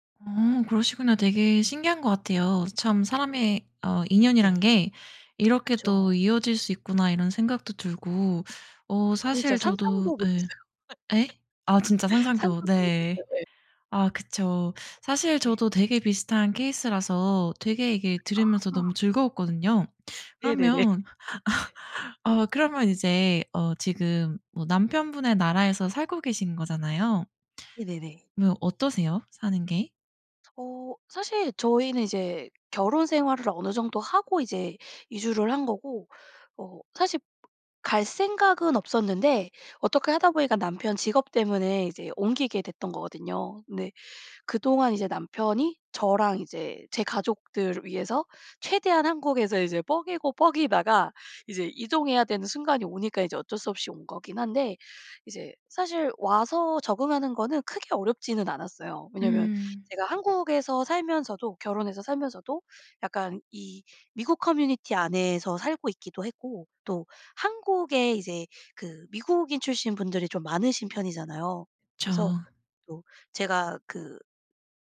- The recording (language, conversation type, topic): Korean, podcast, 어떤 만남이 인생을 완전히 바꿨나요?
- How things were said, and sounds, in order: other background noise; laugh; tapping; laugh